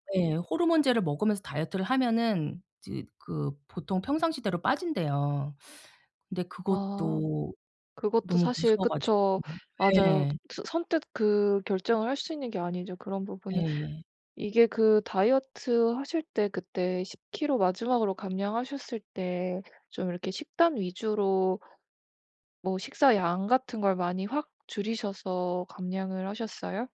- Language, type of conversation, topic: Korean, advice, 엄격한 다이어트 후 요요가 왔을 때 자책을 줄이려면 어떻게 해야 하나요?
- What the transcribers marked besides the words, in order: tapping